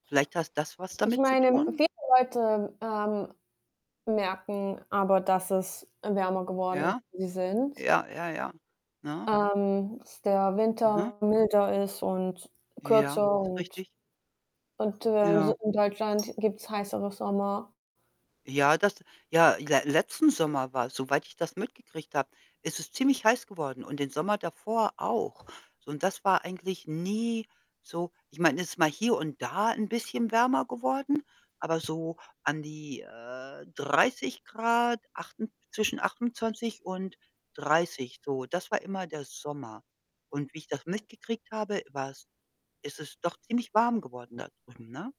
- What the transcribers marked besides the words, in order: static; other background noise; distorted speech; unintelligible speech; unintelligible speech
- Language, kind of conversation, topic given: German, unstructured, Warum ist der Klimawandel immer noch so umstritten?